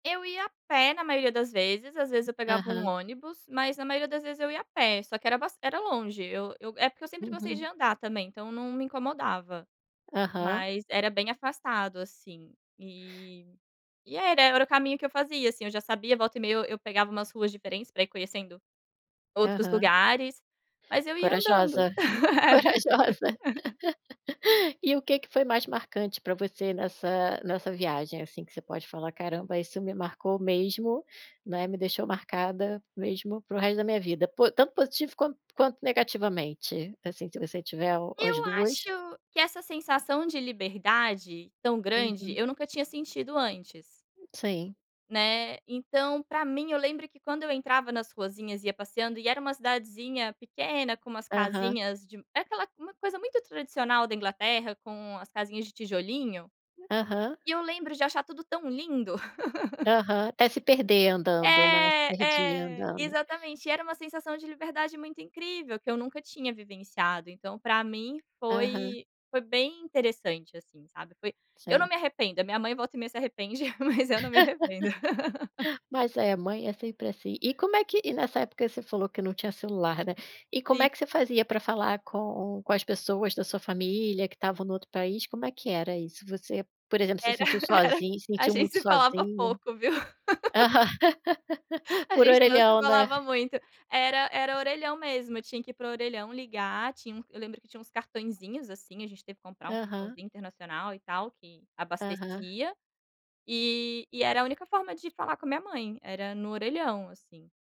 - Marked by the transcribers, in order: tapping; other noise; laugh; chuckle; laugh; chuckle; chuckle; laugh
- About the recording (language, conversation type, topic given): Portuguese, podcast, Como foi sua primeira viagem solo?